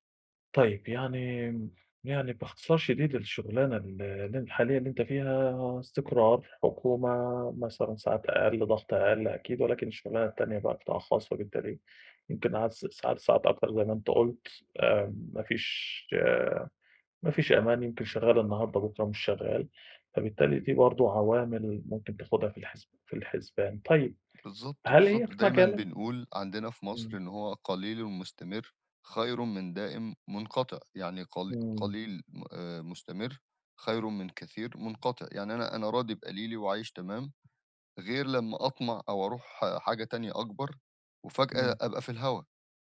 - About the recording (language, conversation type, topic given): Arabic, advice, ازاي أوازن بين طموحي ومسؤولياتي دلوقتي عشان ما أندمش بعدين؟
- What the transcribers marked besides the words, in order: none